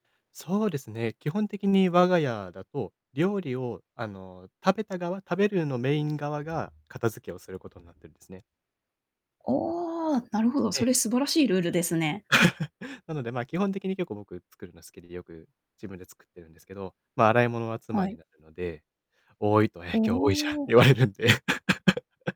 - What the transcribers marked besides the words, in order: laugh; laughing while speaking: "って言われるんで"; laugh
- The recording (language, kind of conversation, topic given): Japanese, podcast, 家事を楽にするために、どんな工夫をしていますか？